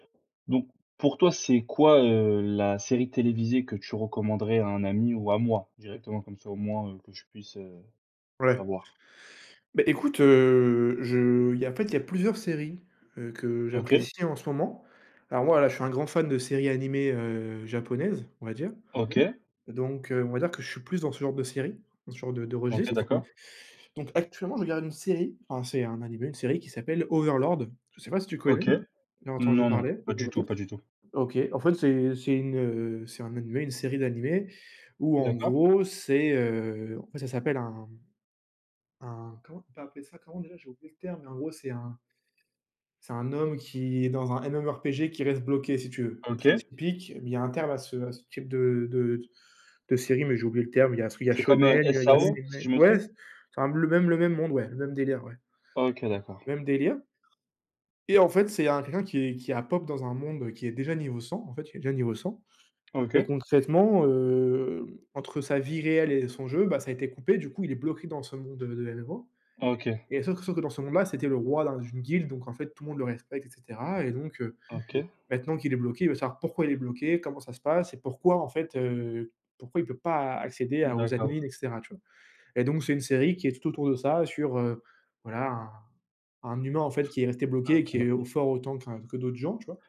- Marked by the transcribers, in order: other background noise; tapping; drawn out: "hem"
- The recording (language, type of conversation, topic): French, unstructured, Quelle série télévisée recommanderais-tu à un ami ?